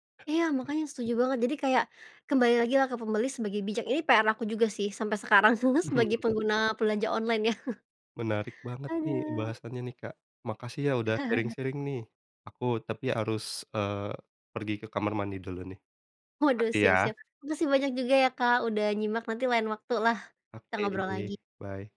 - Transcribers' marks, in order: other background noise; chuckle; chuckle; in English: "sharing-sharing"; in English: "Bye"
- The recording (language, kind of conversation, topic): Indonesian, podcast, Apa pengalaman belanja daringmu yang paling berkesan?